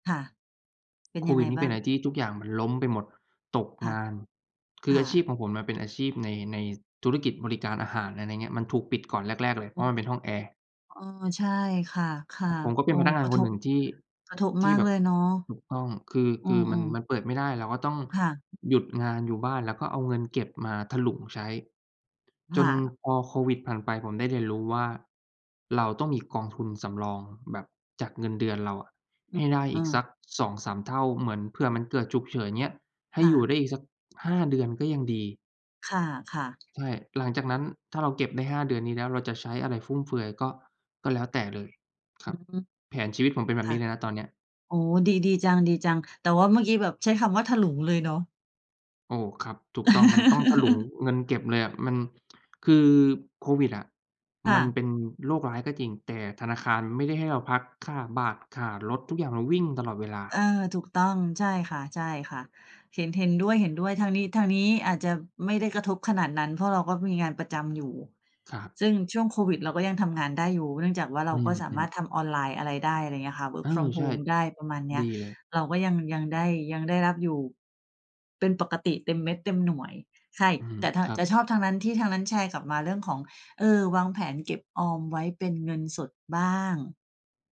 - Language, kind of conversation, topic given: Thai, unstructured, คุณคิดว่าการวางแผนการใช้เงินช่วยให้ชีวิตดีขึ้นไหม?
- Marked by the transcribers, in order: other background noise; tapping; chuckle; tsk; in English: "Work from home"